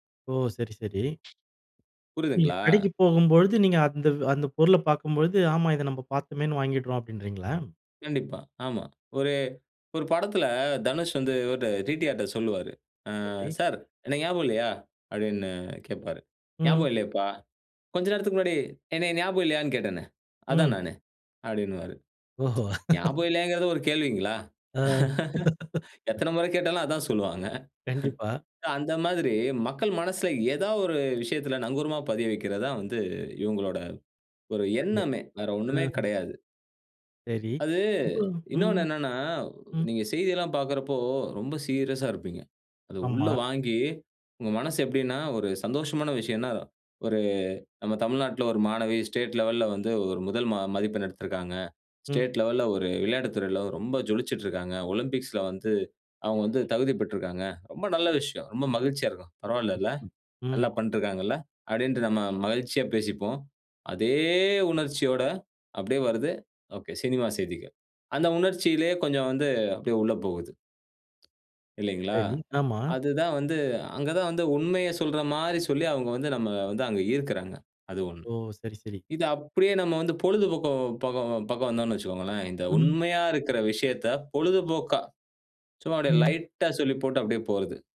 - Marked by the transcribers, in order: other noise; laugh; tsk; laugh; other background noise; chuckle
- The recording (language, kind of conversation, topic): Tamil, podcast, செய்திகளும் பொழுதுபோக்கும் ஒன்றாக கலந்தால் அது நமக்கு நல்லதா?